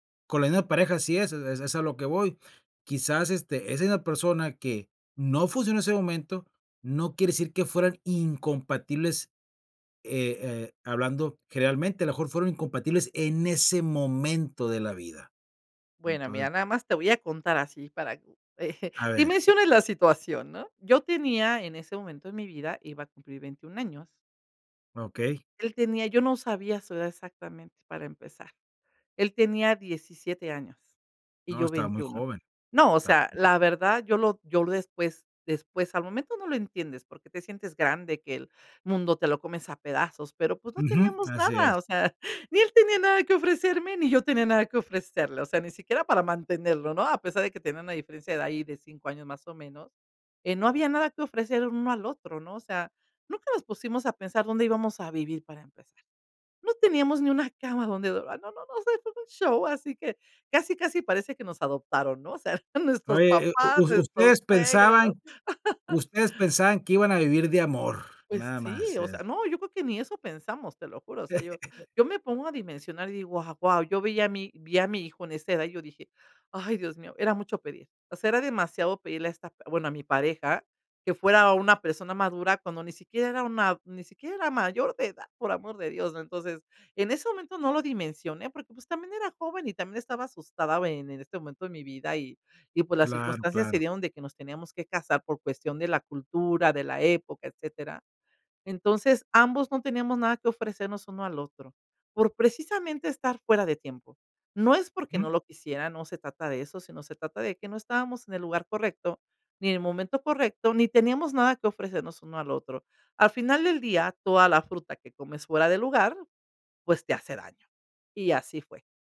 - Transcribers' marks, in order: chuckle; chuckle; chuckle; laugh; laugh; tapping
- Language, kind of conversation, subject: Spanish, podcast, Oye, ¿qué te ha enseñado la naturaleza sobre la paciencia?